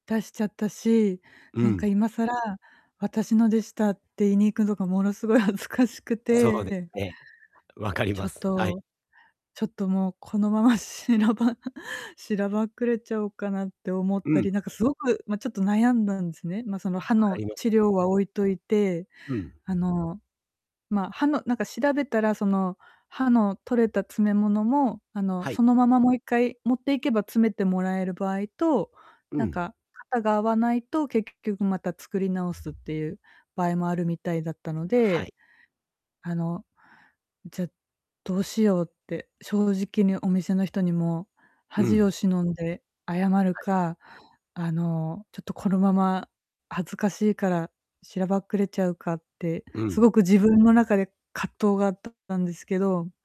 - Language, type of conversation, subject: Japanese, advice, 恥ずかしい出来事があったとき、どう対処すればよいですか？
- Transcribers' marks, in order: distorted speech; laughing while speaking: "しなば"